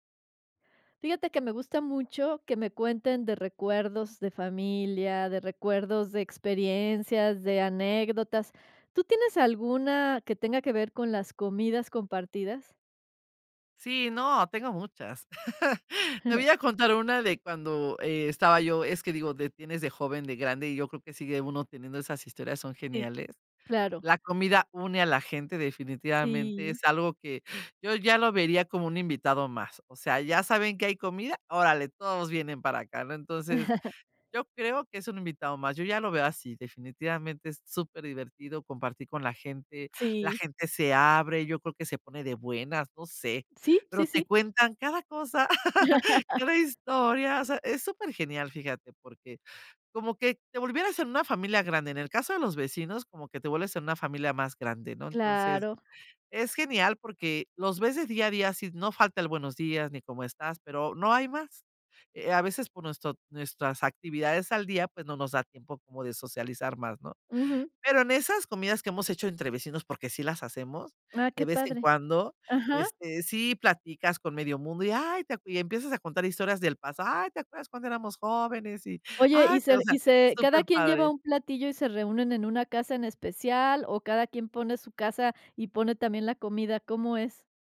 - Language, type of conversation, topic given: Spanish, podcast, ¿Qué recuerdos tienes de comidas compartidas con vecinos o familia?
- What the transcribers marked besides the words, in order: chuckle; giggle; chuckle; laugh